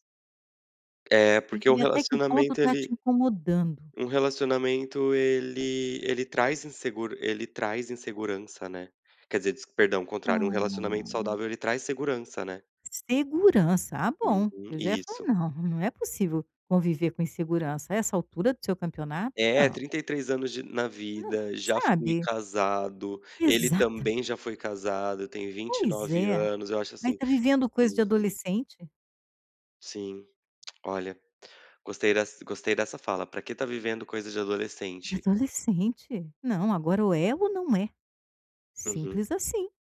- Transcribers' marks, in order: stressed: "incomodando"; tapping; drawn out: "Ah"; other noise; tongue click
- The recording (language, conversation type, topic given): Portuguese, advice, Como posso ter menos medo de ser rejeitado em relacionamentos amorosos?